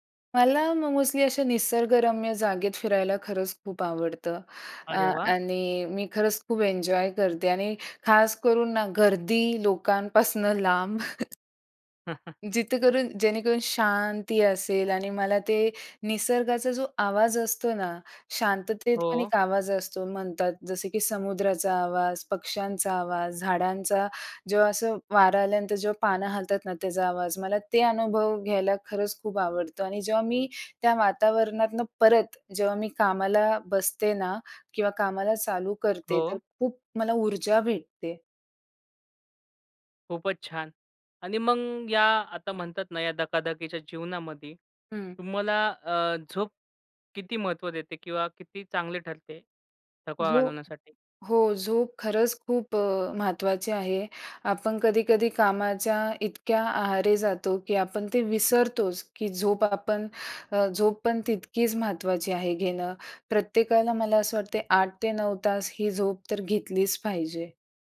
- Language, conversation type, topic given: Marathi, podcast, तुमचे शरीर आता थांबायला सांगत आहे असे वाटल्यावर तुम्ही काय करता?
- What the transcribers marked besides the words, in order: tapping; chuckle